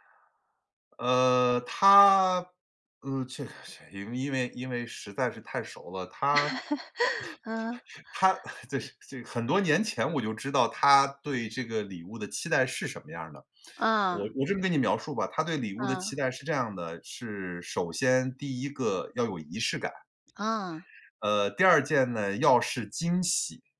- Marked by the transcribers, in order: chuckle; laugh
- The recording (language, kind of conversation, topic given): Chinese, advice, 我该怎么挑选既合适又有意义的礼物？